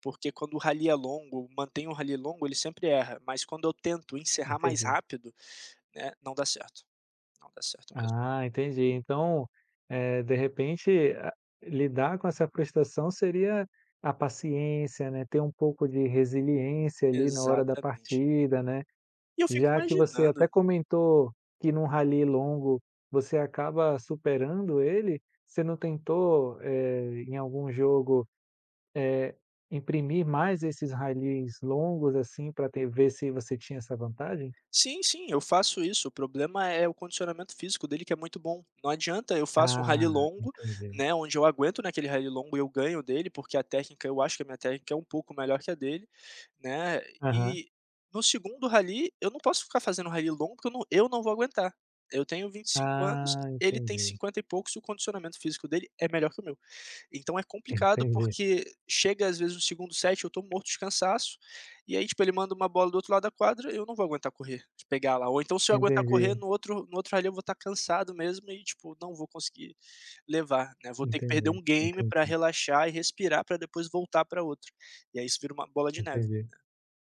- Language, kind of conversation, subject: Portuguese, podcast, Como você lida com a frustração quando algo não dá certo no seu hobby?
- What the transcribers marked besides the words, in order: in English: "rally"; in English: "rally"; tapping; in English: "rally"; in English: "rallys"; other background noise; in English: "rally"; in English: "rally"; in English: "rally"; in English: "rally"; in English: "set"; in English: "rally"